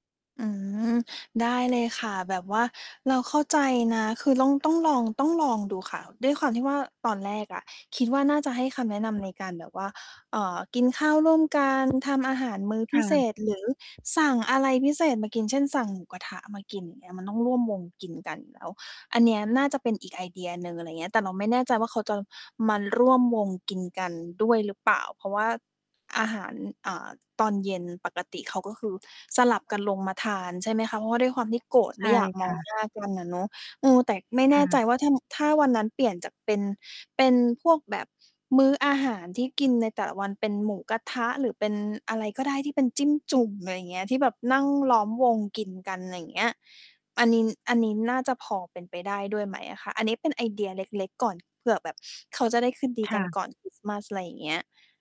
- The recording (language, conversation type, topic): Thai, advice, ฉันจะช่วยให้พี่น้องสื่อสารกันดีขึ้นได้อย่างไร?
- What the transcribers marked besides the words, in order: tapping; other background noise; sniff; distorted speech